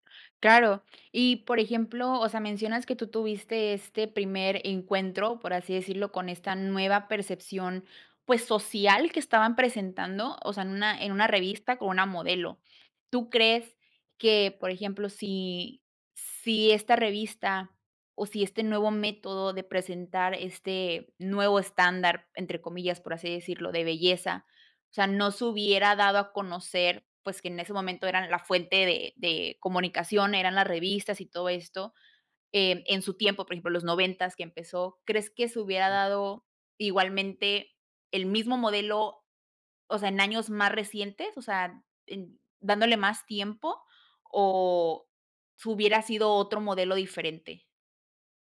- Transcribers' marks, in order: other background noise
- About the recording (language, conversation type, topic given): Spanish, podcast, ¿Cómo afecta la publicidad a la imagen corporal en los medios?